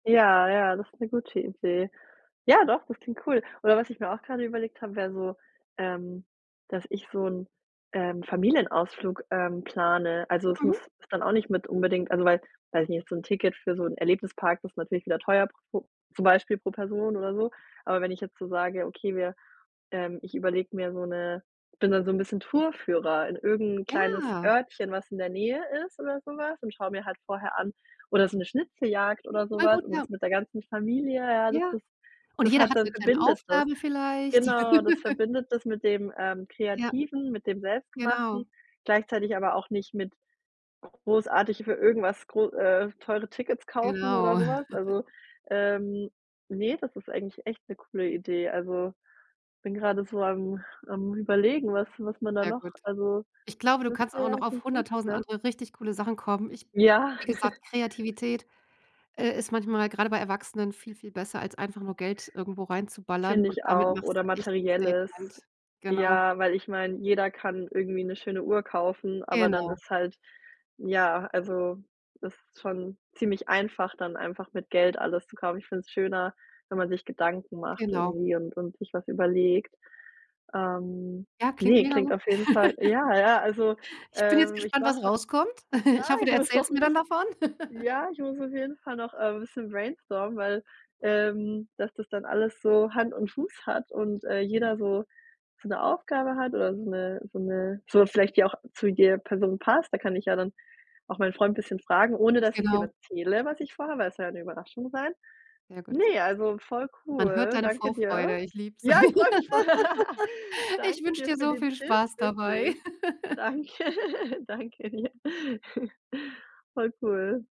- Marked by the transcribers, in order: joyful: "Ja"; laugh; giggle; unintelligible speech; giggle; other background noise; giggle; laughing while speaking: "muss noch 'n"; giggle; giggle; joyful: "Ne"; laugh; joyful: "Ja, ich freue mich voll"; laugh; giggle; laughing while speaking: "Danke, danke dir"; giggle
- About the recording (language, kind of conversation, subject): German, advice, Wie finde ich leichter passende Geschenke für Freunde und Familie?